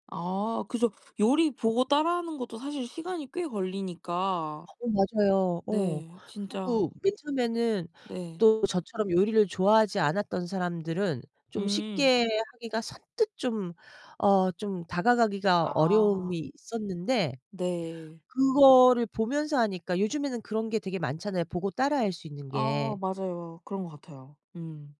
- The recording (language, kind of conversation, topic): Korean, unstructured, 요즘 취미로 무엇을 즐기고 있나요?
- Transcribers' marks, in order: other background noise; background speech